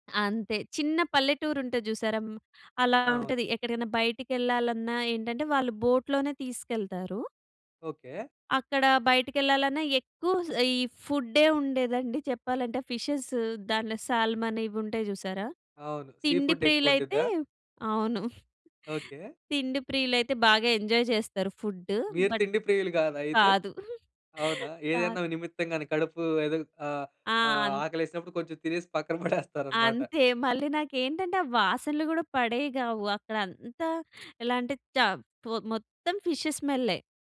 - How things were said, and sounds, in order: in English: "ఫిషెస్"; in English: "సాల్‌మాన్"; in English: "సీ ఫుడ్"; chuckle; in English: "ఎంజాయ్"; in English: "బట్"; giggle; chuckle; unintelligible speech; in English: "ఫిషేస్ స్మెల్లే"
- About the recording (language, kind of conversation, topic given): Telugu, podcast, మీ ప్రయాణంలో నేర్చుకున్న ఒక ప్రాముఖ్యమైన పాఠం ఏది?